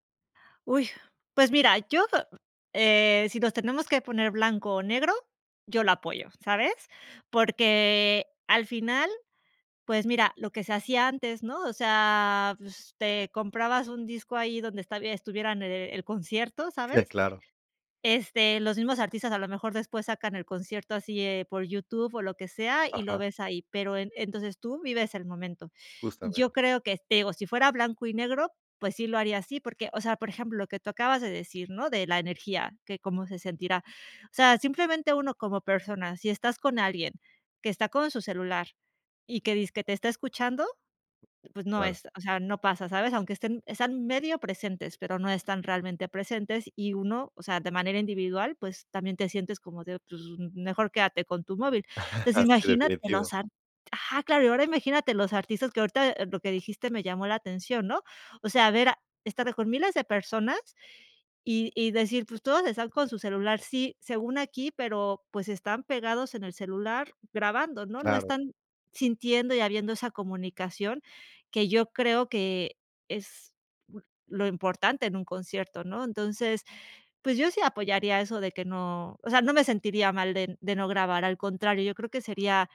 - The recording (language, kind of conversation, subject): Spanish, podcast, ¿Qué opinas de la gente que usa el celular en conciertos?
- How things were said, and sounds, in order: other background noise; laughing while speaking: "Ah sí"